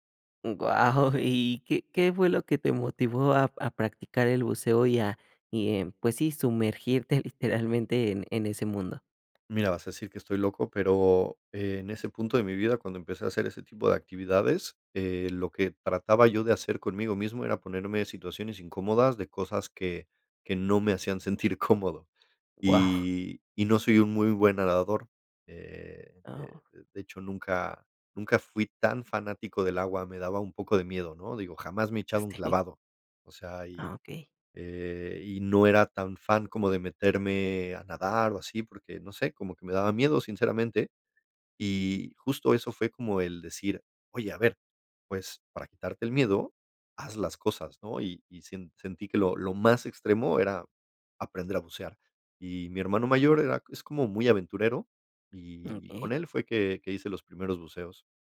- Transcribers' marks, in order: chuckle; unintelligible speech
- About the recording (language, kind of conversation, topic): Spanish, podcast, ¿Cómo describirías la experiencia de estar en un lugar sin ruido humano?